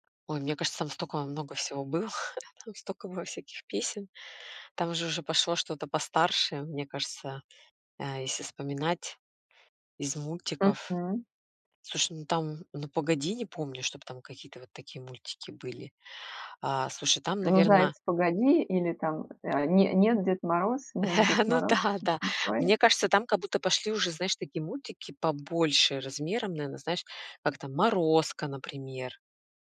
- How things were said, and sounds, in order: laugh; other background noise; tapping; laugh; laughing while speaking: "Ну да"
- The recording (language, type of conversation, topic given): Russian, podcast, Какая мелодия возвращает тебя в детство?